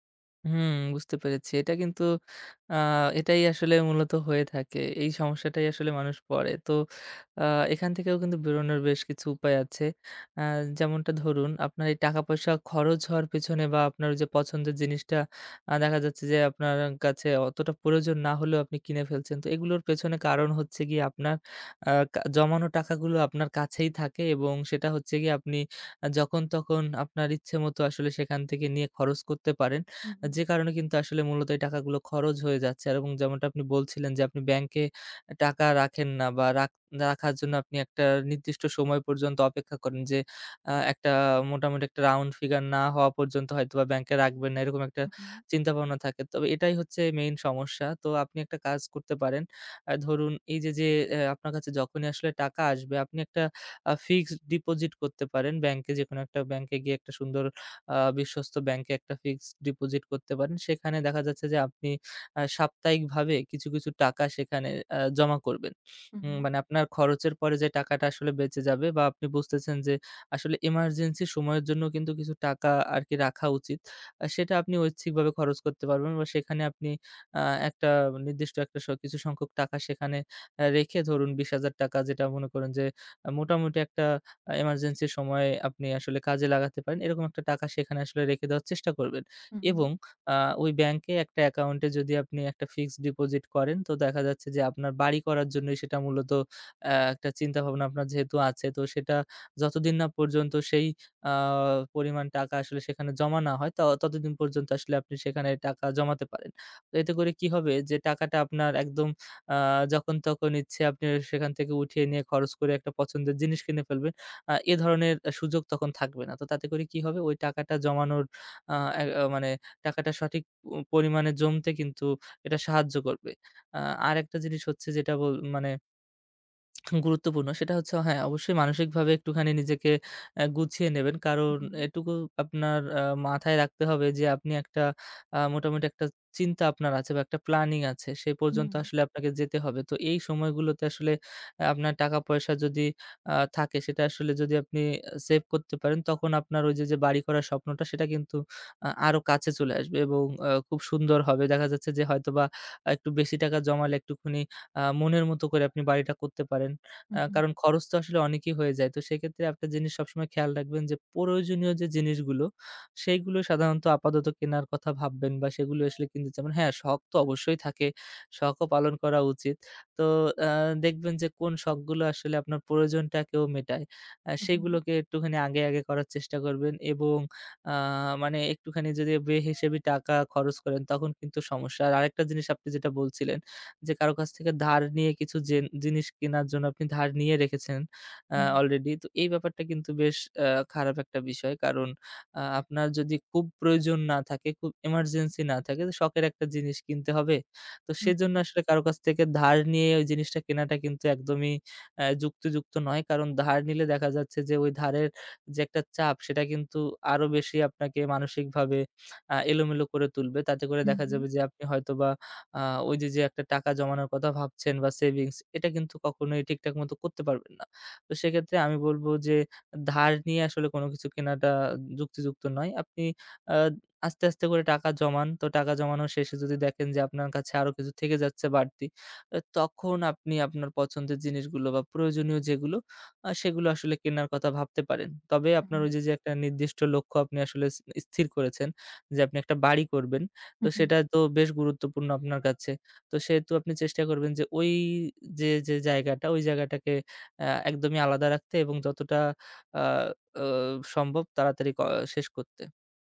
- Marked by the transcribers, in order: tongue click
- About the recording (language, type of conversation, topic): Bengali, advice, হঠাৎ জরুরি খরচে সঞ্চয় একবারেই শেষ হয়ে গেল